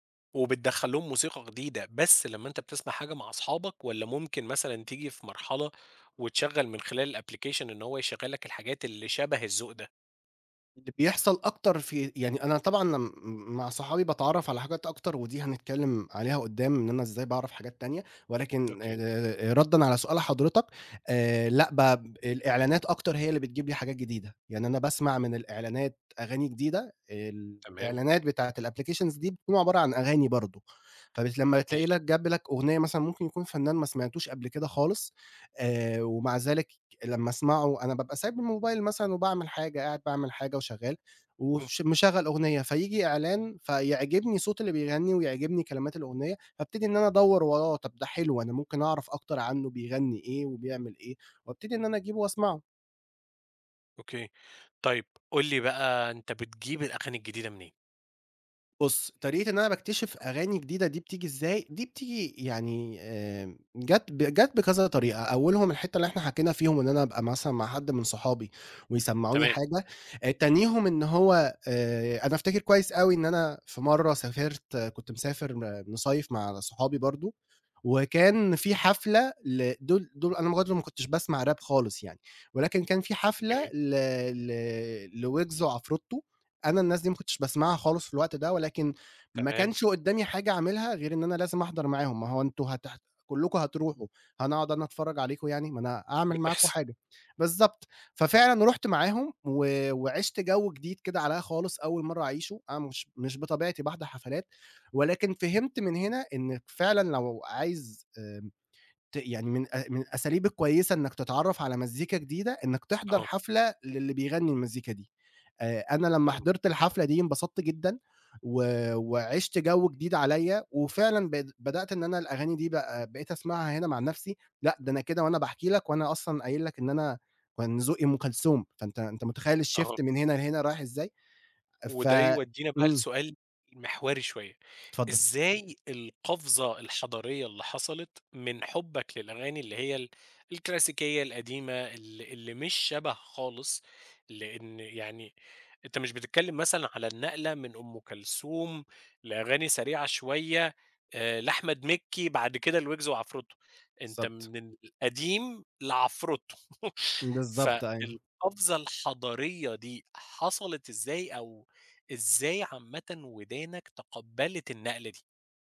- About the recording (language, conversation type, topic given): Arabic, podcast, إزاي بتكتشف موسيقى جديدة عادة؟
- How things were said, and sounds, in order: in English: "الأبلكيشن"; other background noise; in English: "الapplications"; in English: "راب"; in English: "الshift"; tapping; laugh